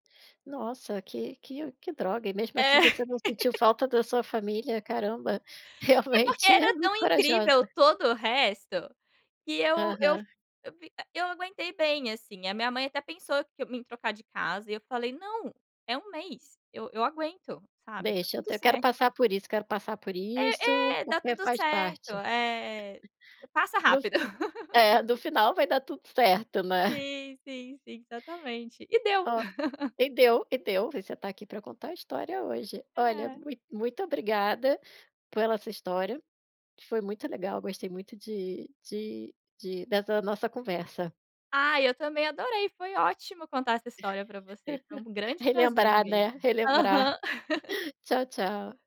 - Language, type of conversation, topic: Portuguese, podcast, Como foi sua primeira viagem solo?
- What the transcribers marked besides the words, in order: laugh; other noise; laugh; laugh; laugh